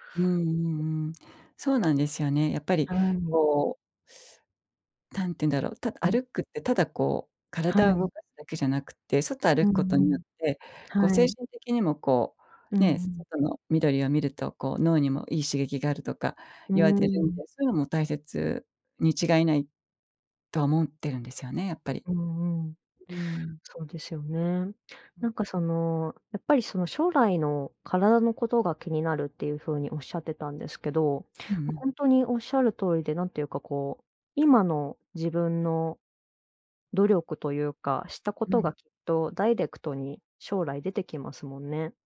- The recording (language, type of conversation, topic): Japanese, advice, トレーニングの時間が取れない
- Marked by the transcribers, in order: other noise